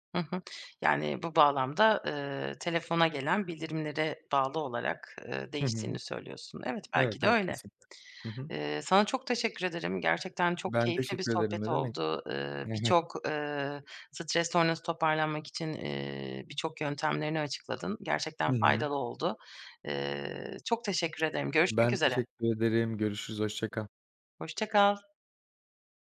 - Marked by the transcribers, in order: other background noise; unintelligible speech
- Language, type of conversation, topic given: Turkish, podcast, Stres sonrası toparlanmak için hangi yöntemleri kullanırsın?